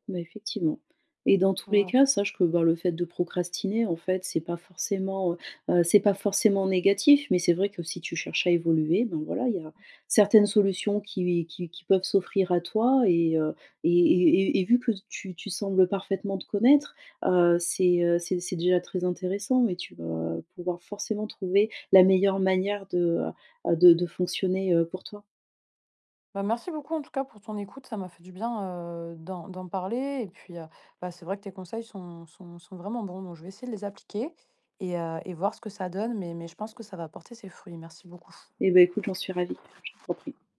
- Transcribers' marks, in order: other background noise
- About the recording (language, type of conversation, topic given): French, advice, Pourquoi est-ce que je procrastine malgré de bonnes intentions et comment puis-je rester motivé sur le long terme ?